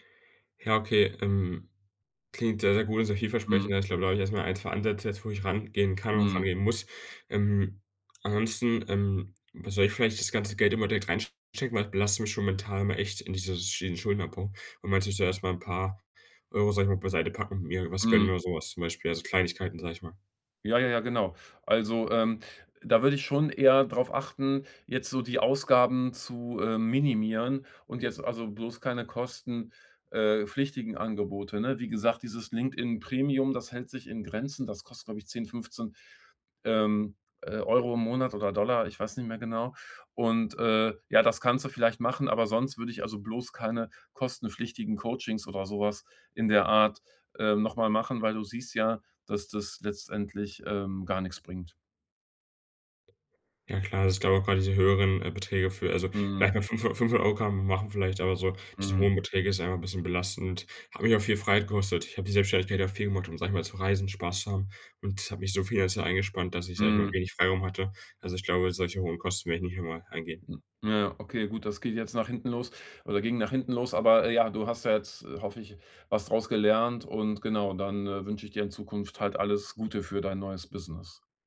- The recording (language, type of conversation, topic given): German, advice, Wie kann ich mein Geld besser planen und bewusster ausgeben?
- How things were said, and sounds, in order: none